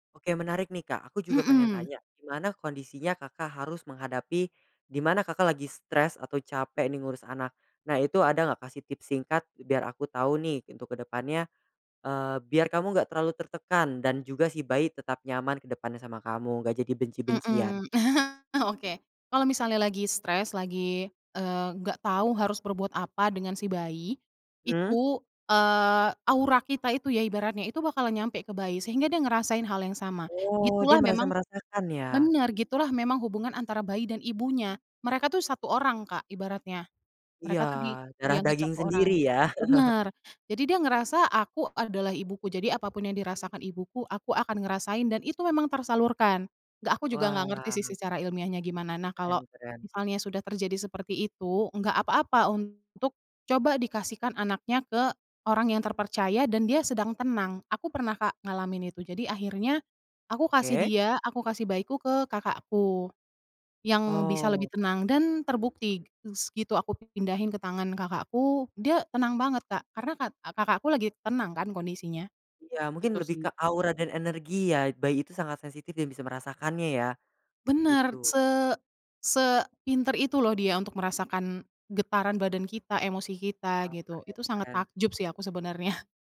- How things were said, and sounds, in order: chuckle; chuckle; tapping
- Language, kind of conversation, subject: Indonesian, podcast, Bagaimana kamu memutuskan apakah ingin punya anak atau tidak?